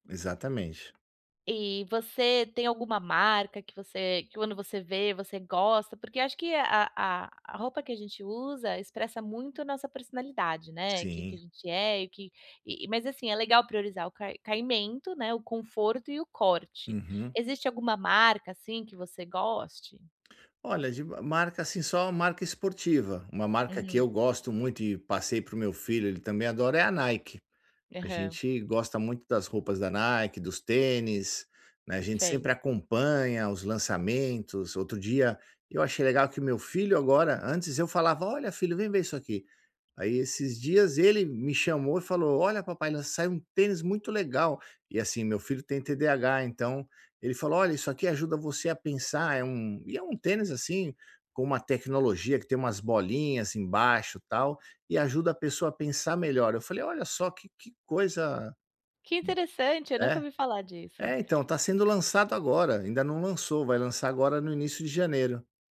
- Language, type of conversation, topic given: Portuguese, advice, Como posso escolher roupas que me façam sentir bem?
- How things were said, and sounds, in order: tapping; other background noise